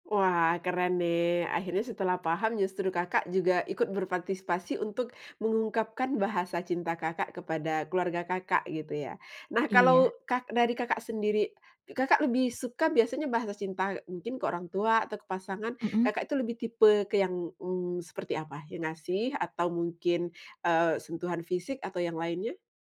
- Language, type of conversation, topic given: Indonesian, podcast, Bagaimana pengalamanmu saat pertama kali menyadari bahasa cinta keluargamu?
- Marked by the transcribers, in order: none